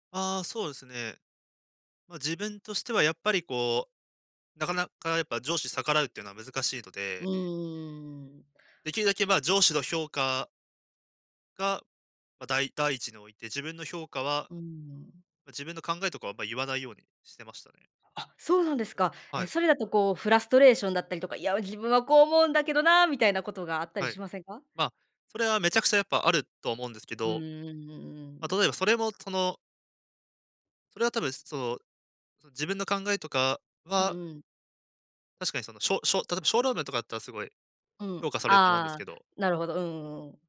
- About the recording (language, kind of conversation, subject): Japanese, podcast, 試験中心の評価は本当に正しいと言えるのでしょうか？
- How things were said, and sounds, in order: none